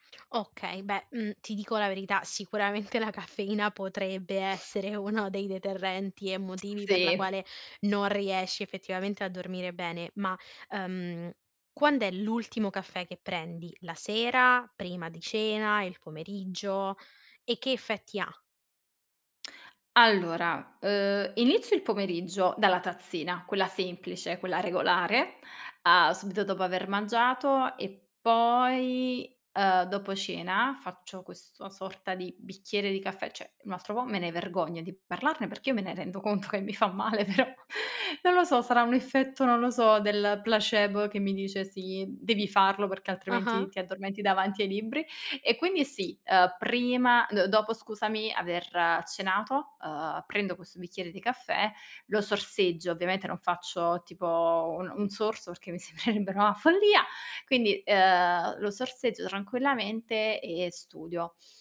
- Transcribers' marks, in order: laughing while speaking: "sicuramente la caffeina"; sniff; laughing while speaking: "uno"; lip smack; "cioè" said as "ceh"; laughing while speaking: "conto che mi fa male però"; laughing while speaking: "perché mi sembrerebbe una follia"
- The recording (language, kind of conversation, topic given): Italian, advice, Perché mi sveglio ripetutamente durante la notte senza capirne il motivo?